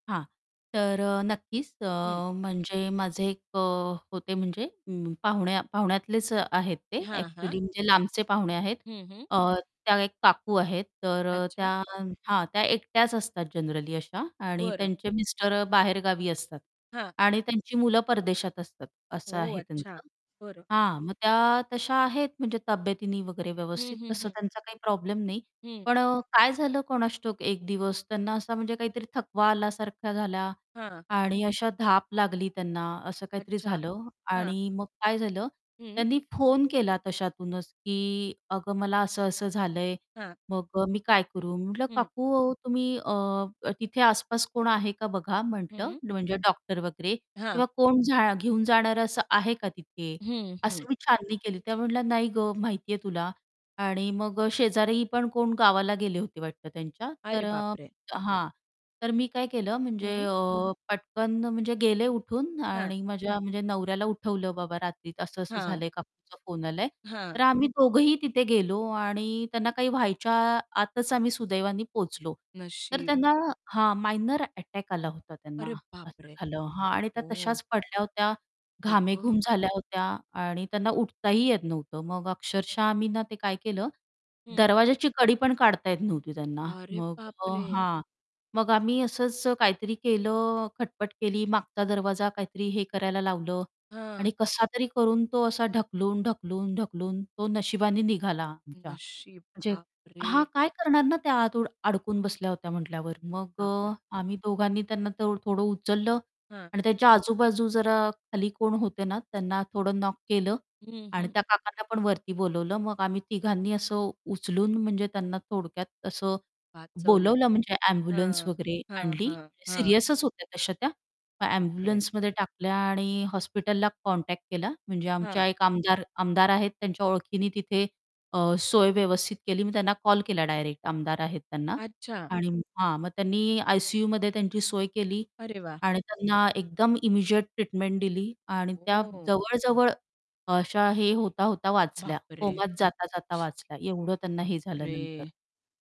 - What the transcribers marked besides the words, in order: static; mechanical hum; in English: "जनरली"; distorted speech; tapping; other background noise; background speech; in English: "मायनर"; surprised: "अरे बाप रे!"; surprised: "नशीब बापरे!"; in English: "नॉक"; in English: "इमिजिएट"; surprised: "बापरे!"
- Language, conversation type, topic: Marathi, podcast, एकटेपणा जाणवला की तुम्ही काय करता आणि कुणाशी बोलता का?